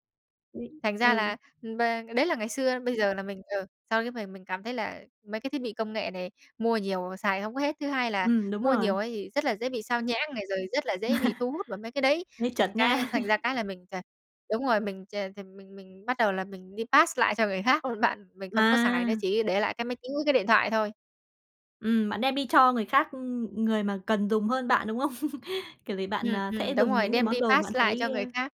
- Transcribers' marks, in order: unintelligible speech; laugh; chuckle; in English: "pass"; laughing while speaking: "không?"; tapping; in English: "pass"
- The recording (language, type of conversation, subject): Vietnamese, podcast, Bạn có lời khuyên đơn giản nào để bắt đầu sống tối giản không?